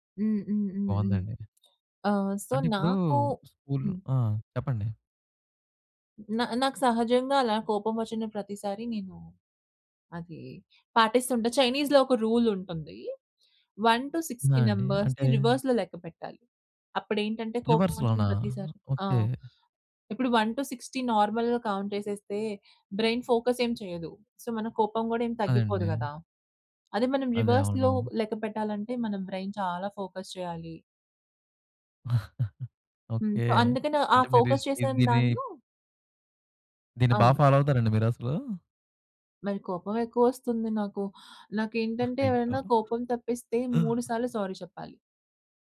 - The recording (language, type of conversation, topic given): Telugu, podcast, మీ భావాలను మీరు సాధారణంగా ఎలా వ్యక్తపరుస్తారు?
- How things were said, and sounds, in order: in English: "సో"; in English: "స్కూల్"; in English: "రూల్"; in English: "వన్ టూ సిక్స్టీ నంబర్స్‌ని రివర్స్‌లో"; in English: "రివర్స్‌లోనా"; in English: "వన్ టూ సిక్స్టీ నార్మల్‌గా కౌంట్"; in English: "బ్రైన్ ఫోకస్"; in English: "సో"; in English: "రివర్స్‌లో"; in English: "బ్రైన్"; in English: "ఫోకస్"; chuckle; in English: "ఫోకస్"; in English: "ఫాలో"; giggle; other noise; in English: "సారీ"